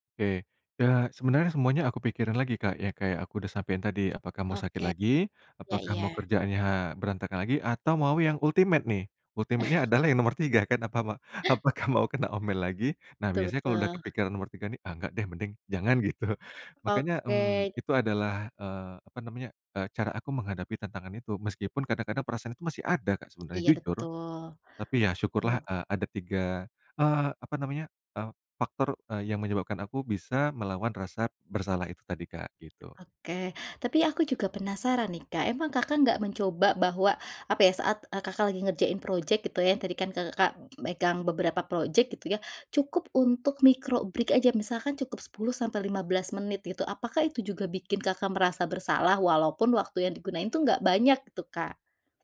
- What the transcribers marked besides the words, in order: in English: "ultimate"; in English: "Ultimate-nya"; chuckle; laughing while speaking: "Apakah mau"; laughing while speaking: "Gitu"; other background noise; in English: "micro break"
- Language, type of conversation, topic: Indonesian, podcast, Bagaimana caramu memaksa diri untuk istirahat tanpa merasa bersalah?